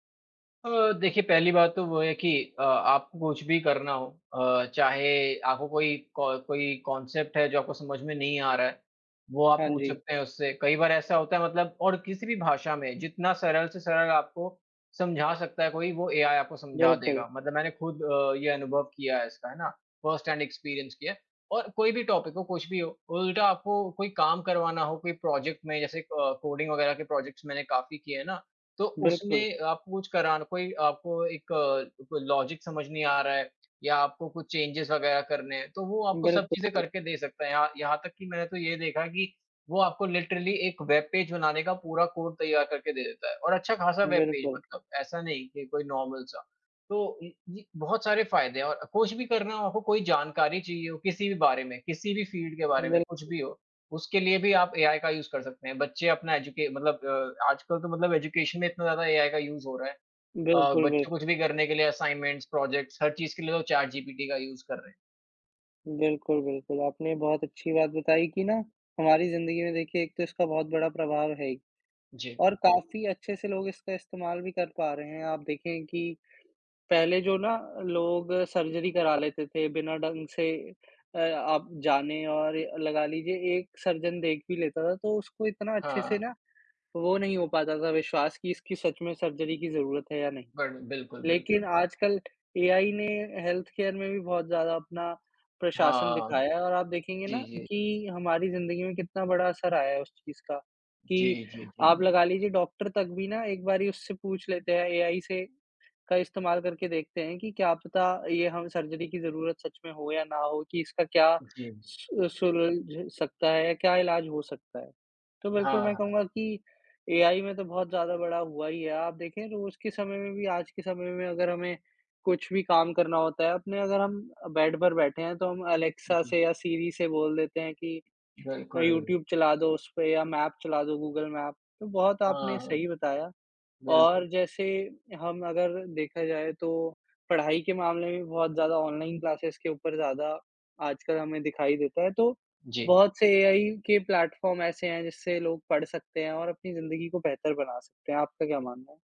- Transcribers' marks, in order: in English: "कॉन्सेप्ट"; in English: "फ़र्स्ट हैंड एक्सपीरियंस"; in English: "टॉपिक"; in English: "प्रोजेक्ट"; in English: "कोडिंग"; in English: "प्रोजेक्ट्स"; in English: "लॉजिक"; tapping; in English: "चेंजेज़"; other noise; in English: "लिटरली"; in English: "वेब पेज"; in English: "वेब पेज"; in English: "नॉर्मल"; in English: "फील्ड"; in English: "यूज़"; in English: "एजुकेशन"; in English: "यूज़"; in English: "असाइनमेंट्स, प्रोजेक्ट्स"; in English: "यूज़"; in English: "सर्जरी"; in English: "सर्जन"; in English: "सर्जरी"; in English: "हेल्थकेयर"; in English: "सर्जरी"; in English: "मैप"; in English: "क्लासेस"; in English: "प्लेटफ़ॉर्म"
- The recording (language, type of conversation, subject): Hindi, unstructured, क्या आपको लगता है कि कृत्रिम बुद्धिमत्ता मानवता के लिए खतरा है?